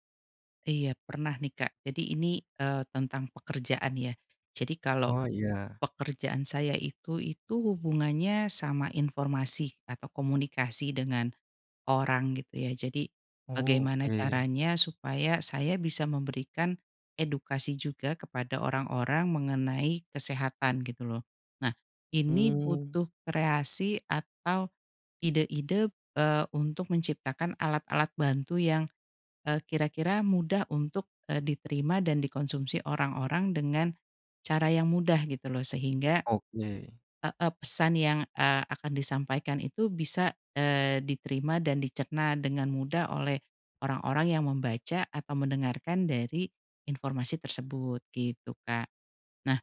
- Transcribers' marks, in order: tapping; other background noise
- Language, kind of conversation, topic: Indonesian, podcast, Pernahkah kamu merasa kehilangan identitas kreatif, dan apa penyebabnya?